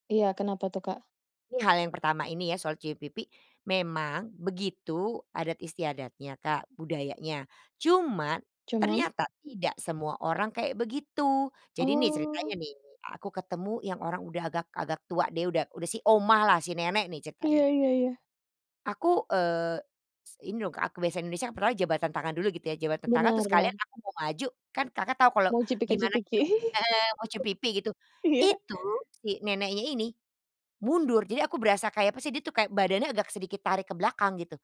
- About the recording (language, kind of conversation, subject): Indonesian, podcast, Pernahkah Anda mengalami salah paham karena perbedaan budaya? Bisa ceritakan?
- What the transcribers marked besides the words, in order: giggle; laughing while speaking: "Iya"